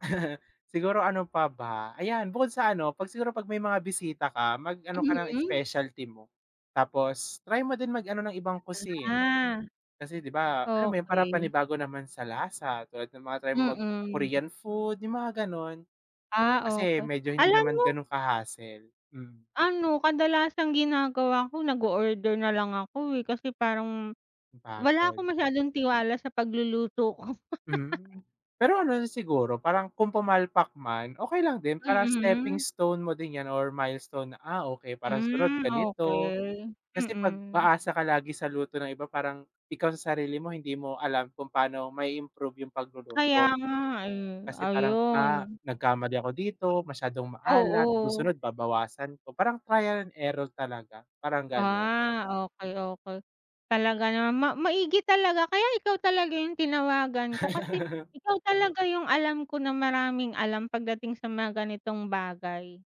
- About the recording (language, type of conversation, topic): Filipino, unstructured, Paano mo inihahanda ang isang espesyal na handa para sa mga bisita?
- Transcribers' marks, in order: laugh; in English: "mag-Korean food"; laugh; in English: "stepping stone"; dog barking; in English: "trial and error"; laugh